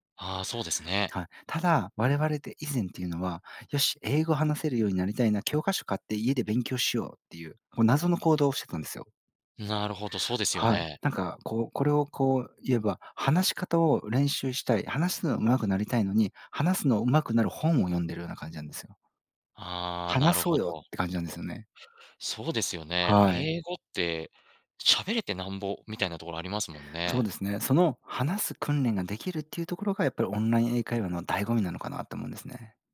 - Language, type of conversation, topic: Japanese, podcast, 好きなことを仕事にするコツはありますか？
- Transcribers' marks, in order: none